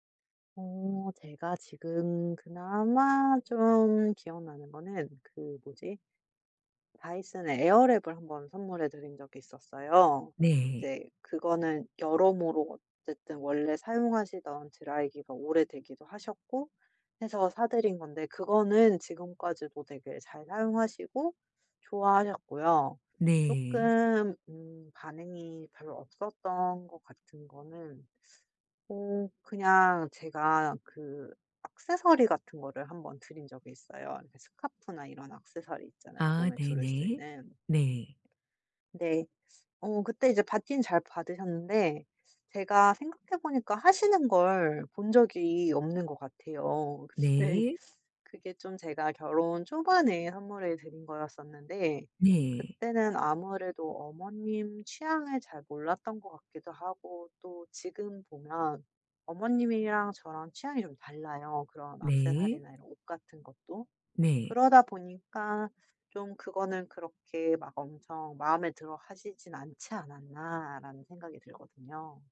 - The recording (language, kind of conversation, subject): Korean, advice, 선물을 뭘 사야 할지 전혀 모르겠는데, 아이디어를 좀 도와주실 수 있나요?
- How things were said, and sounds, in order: teeth sucking; teeth sucking; other background noise; laughing while speaking: "네"; teeth sucking